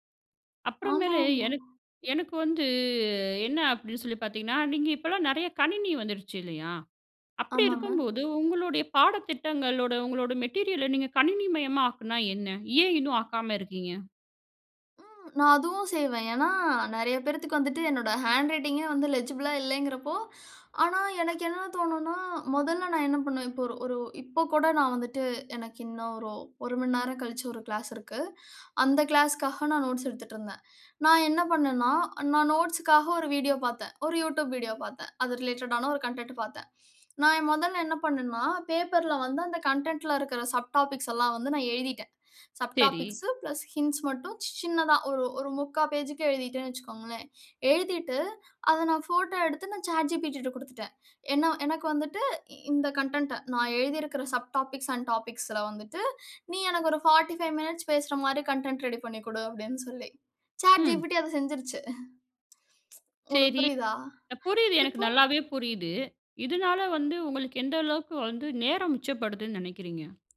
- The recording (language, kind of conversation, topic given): Tamil, podcast, நீங்கள் உருவாக்கிய கற்றல் பொருட்களை எவ்வாறு ஒழுங்குபடுத்தி அமைப்பீர்கள்?
- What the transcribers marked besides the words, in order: in English: "மெட்டீரியல"; in English: "லெஜிபுளா"; in English: "ரிலேட்ட"; in English: "கன்டென்ட்"; in English: "கன்டென்ட்ல"; in English: "சப் டாபிக்ஸ்"; in English: "சப் டாபிக்ஸு, பிளஸ் ஹிண்ட்ஸ்"; in English: "ஃபோட்டோ"; in English: "கன்டென்ட்ட"; in English: "சப் டாபிக்ஸ்"; in English: "டாப்பிக்ஸ்"; in English: "ஃபார்ட்டி பைவ் மினிட்ஸ்"; in English: "கன்டென்ட்"; chuckle; other noise; other background noise